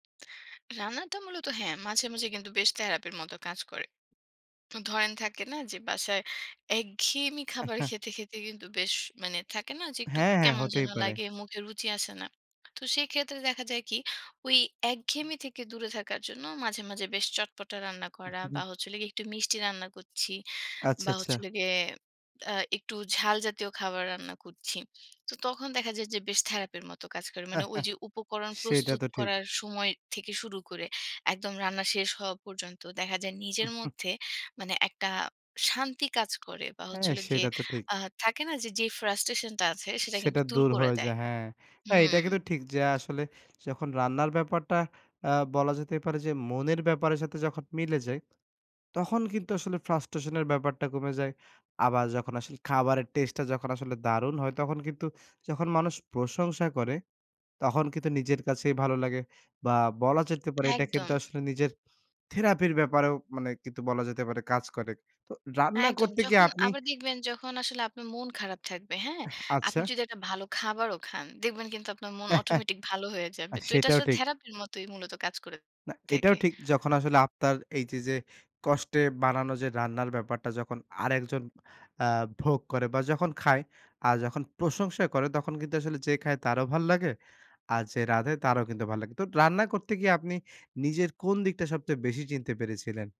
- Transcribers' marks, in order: chuckle; other noise; chuckle; chuckle; "আপনার" said as "আফতার"
- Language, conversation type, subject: Bengali, podcast, রান্নায় ছোট সাফল্য আপনাকে কীভাবে খুশি করে?
- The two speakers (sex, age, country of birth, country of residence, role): female, 30-34, Bangladesh, Bangladesh, guest; male, 25-29, Bangladesh, Bangladesh, host